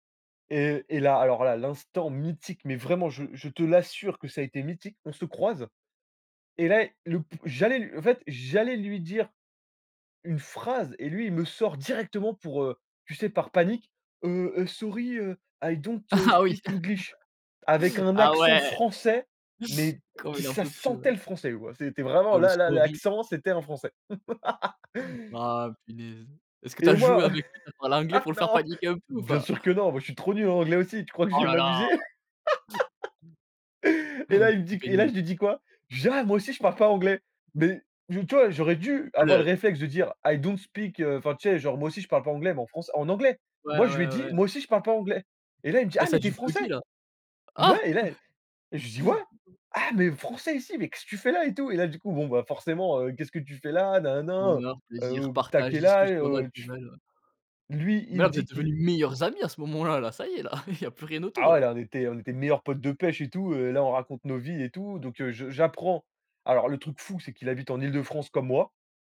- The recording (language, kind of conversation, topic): French, podcast, Pouvez-vous nous raconter l’histoire d’une amitié née par hasard à l’étranger ?
- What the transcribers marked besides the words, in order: stressed: "directement"; put-on voice: "Heu heu, sorry. Heu, I don't, heu, speak English"; in English: "sorry"; in English: "I don't"; laughing while speaking: "Ah, oui !"; in English: "speak English"; laugh; stressed: "français"; stressed: "sentait"; in English: "sorry !"; laugh; laugh; laugh; chuckle; in English: "I don't speak"; put-on voice: "Ah mais tu es Français ?"; put-on voice: "Ouais ah mais Français ici, mais qu'est-ce que fais là ?"; chuckle; stressed: "meilleurs"; chuckle